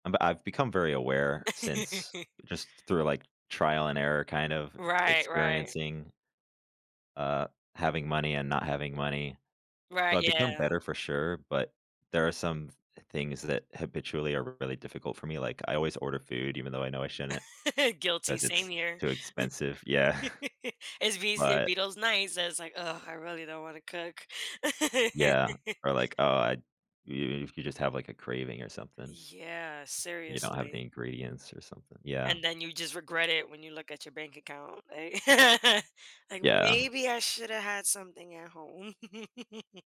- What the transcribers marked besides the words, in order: laugh; tapping; laugh; laughing while speaking: "Yeah"; laugh; laugh; laugh
- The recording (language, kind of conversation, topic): English, unstructured, How do early financial habits shape your future decisions?
- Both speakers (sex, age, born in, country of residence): female, 35-39, United States, United States; male, 20-24, United States, United States